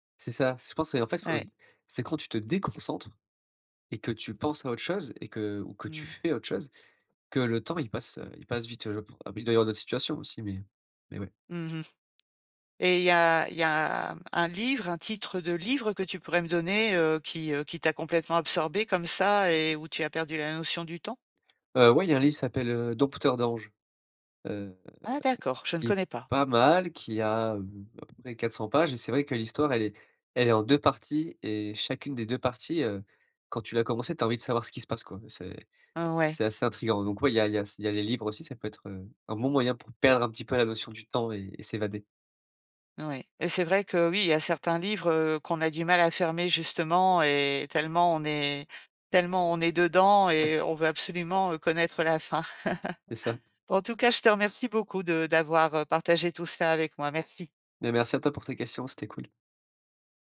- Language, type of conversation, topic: French, podcast, Raconte une séance où tu as complètement perdu la notion du temps ?
- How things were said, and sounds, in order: laugh